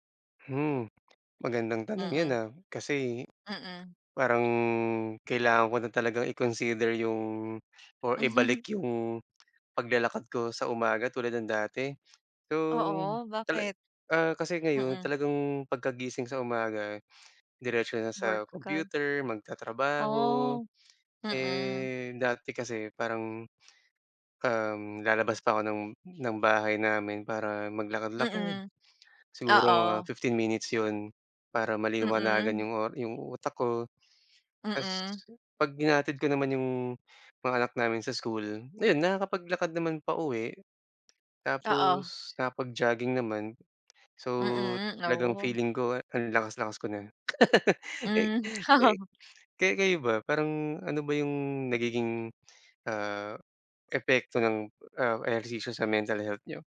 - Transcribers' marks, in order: tapping; other background noise; chuckle; chuckle
- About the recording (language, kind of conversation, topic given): Filipino, unstructured, Ano ang mga positibong epekto ng regular na pag-eehersisyo sa kalusugang pangkaisipan?